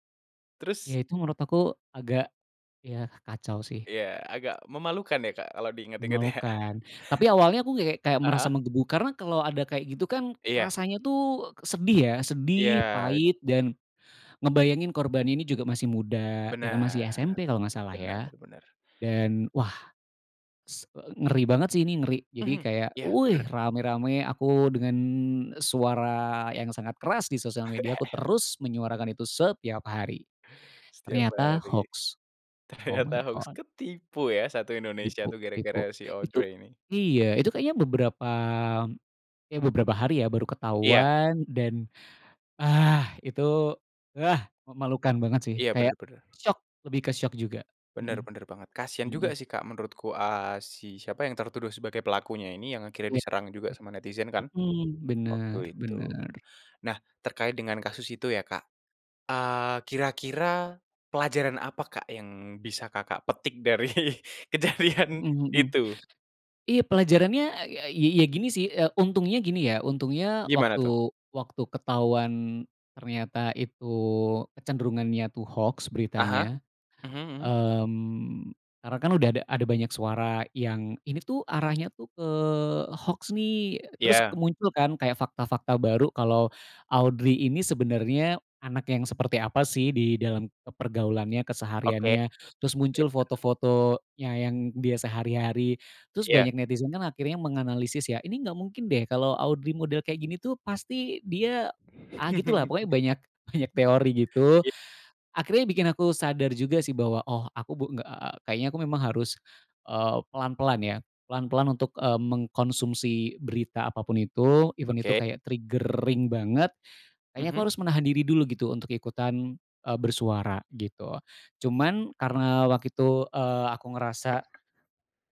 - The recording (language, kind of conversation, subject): Indonesian, podcast, Pernahkah kamu tertipu hoaks, dan bagaimana reaksimu saat menyadarinya?
- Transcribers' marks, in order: laughing while speaking: "ya?"; chuckle; laughing while speaking: "Ternyata"; in English: "my God!"; angry: "ah"; laughing while speaking: "dari kejadian"; other background noise; chuckle; laughing while speaking: "banyak"; in English: "even"; in English: "triggering"; alarm; tapping